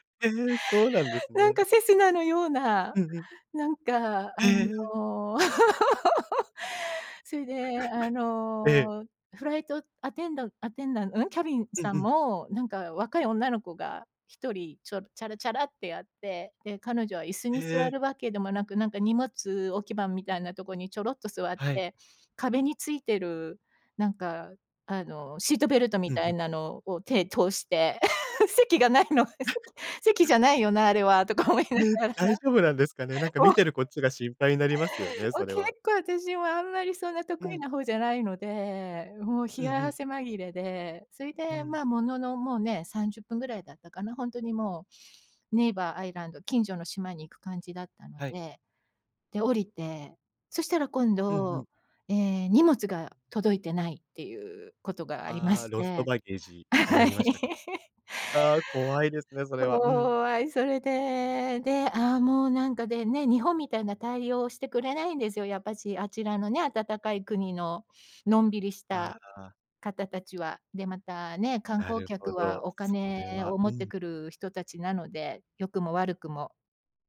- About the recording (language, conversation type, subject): Japanese, podcast, 旅行で一番印象に残った体験は何ですか？
- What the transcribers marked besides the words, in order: laugh; laugh; laugh; laughing while speaking: "席がないの。席 席じゃないよな、あれはとか思いながら、もう"; chuckle; other noise; in English: "ネイバーアイランド"; in English: "ロストバゲージ"; laughing while speaking: "はい"